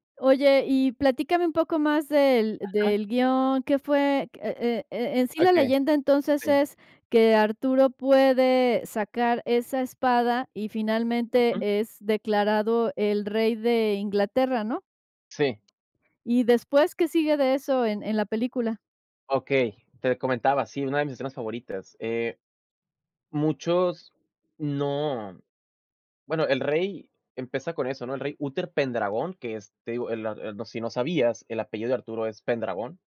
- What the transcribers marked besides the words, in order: other background noise
- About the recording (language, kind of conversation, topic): Spanish, podcast, ¿Cuál es una película que te marcó y qué la hace especial?